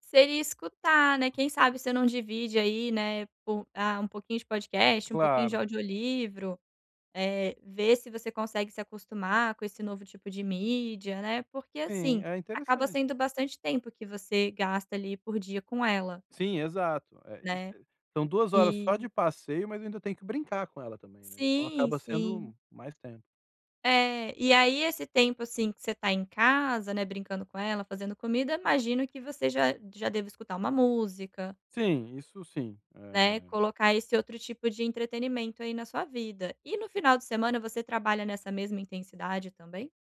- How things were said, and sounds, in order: other background noise
- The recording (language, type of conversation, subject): Portuguese, advice, Como posso encontrar tempo para ler e me entreter?